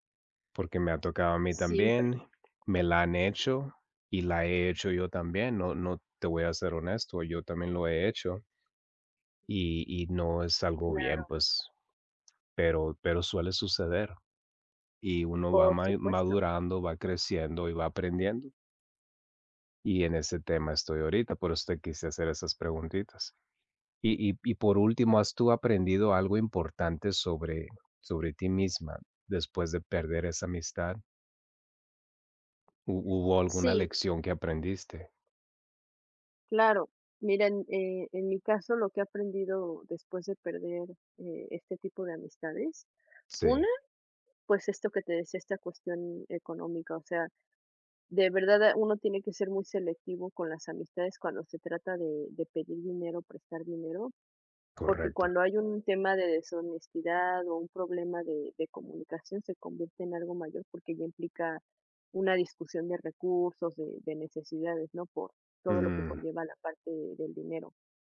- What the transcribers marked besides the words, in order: tapping
- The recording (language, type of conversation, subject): Spanish, unstructured, ¿Has perdido una amistad por una pelea y por qué?